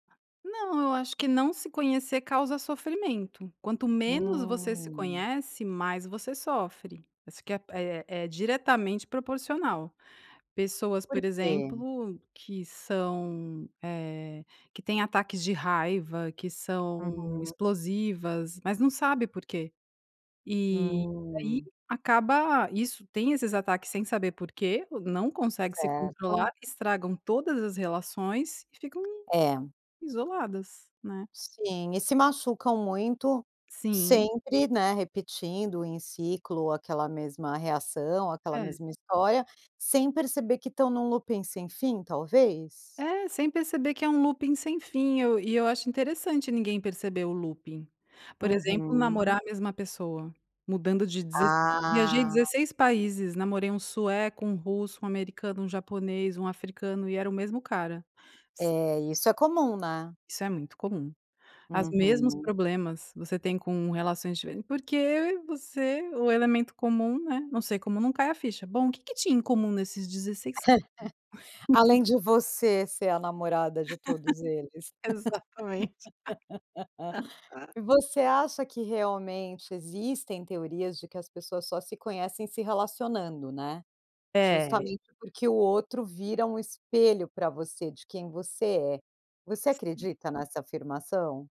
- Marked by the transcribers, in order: tapping; laugh; laugh
- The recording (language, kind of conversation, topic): Portuguese, podcast, Como você lida com dúvidas sobre quem você é?